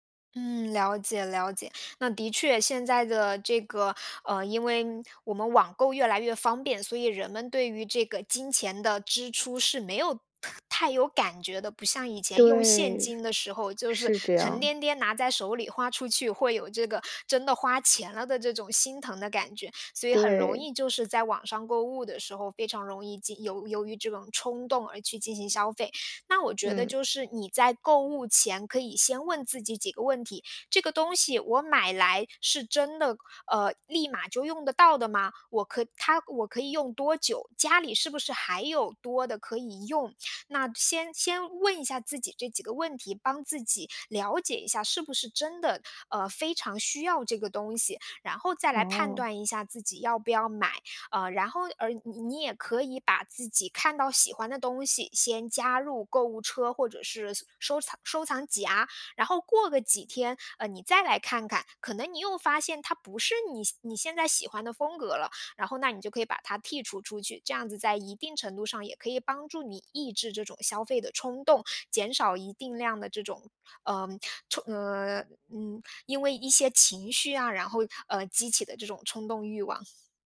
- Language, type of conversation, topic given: Chinese, advice, 如何识别导致我因情绪波动而冲动购物的情绪触发点？
- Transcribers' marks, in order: other background noise